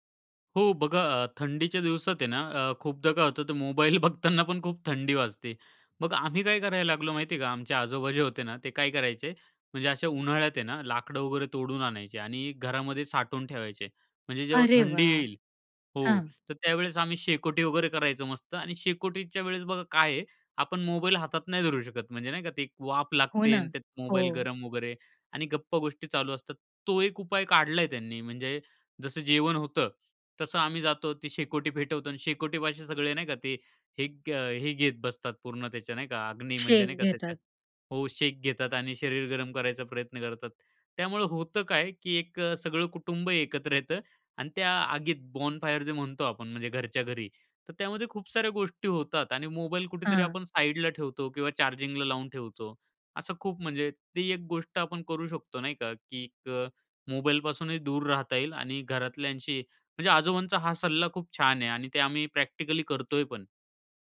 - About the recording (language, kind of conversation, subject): Marathi, podcast, स्मार्टफोनमुळे तुमची लोकांशी असलेली नाती कशी बदलली आहेत?
- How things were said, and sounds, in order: laughing while speaking: "बघताना"; in English: "बॉनफायर"; tapping; in English: "प्रॅक्टिकली"